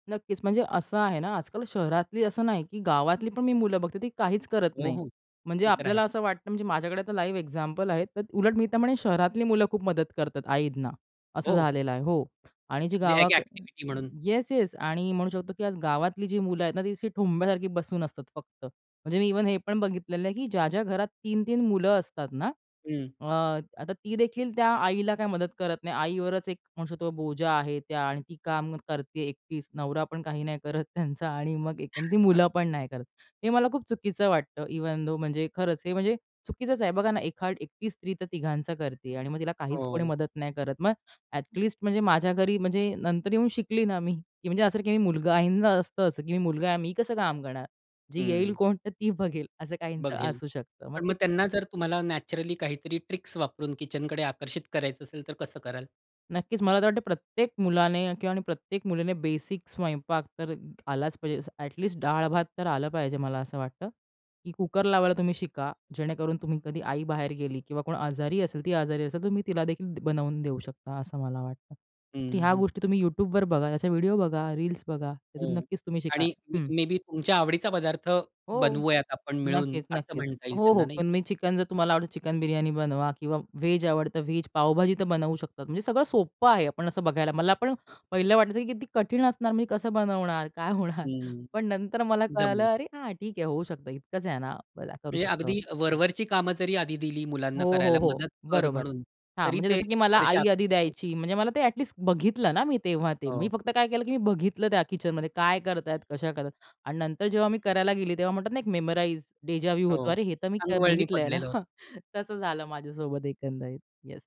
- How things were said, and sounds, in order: in English: "लाईव्ह"; other background noise; laughing while speaking: "त्यांचा"; chuckle; in English: "इव्हन दो"; laughing while speaking: "तर ती बघेल"; in English: "नॅचरली"; in English: "ट्रिक्स"; in English: "बेसिक"; in English: "म मे बी"; laughing while speaking: "होणार?"; in English: "मेमोराइज, डेजा वू"; laughing while speaking: "हां"
- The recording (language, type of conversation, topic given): Marathi, podcast, लहानपणी गोडधोड बनवायला तुम्ही मदत केली होती का, आणि तो अनुभव कसा होता?